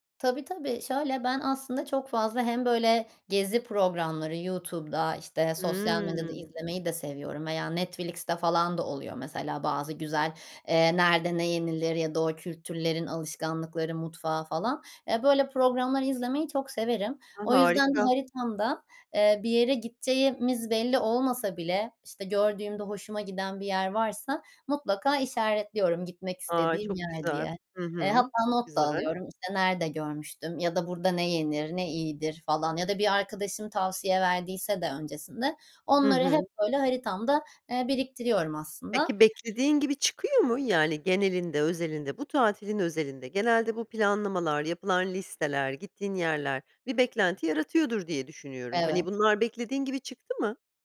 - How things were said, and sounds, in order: tapping
- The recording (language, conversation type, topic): Turkish, podcast, En unutamadığın seyahat anını anlatır mısın?
- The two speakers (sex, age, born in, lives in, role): female, 30-34, Turkey, Netherlands, guest; female, 45-49, Turkey, United States, host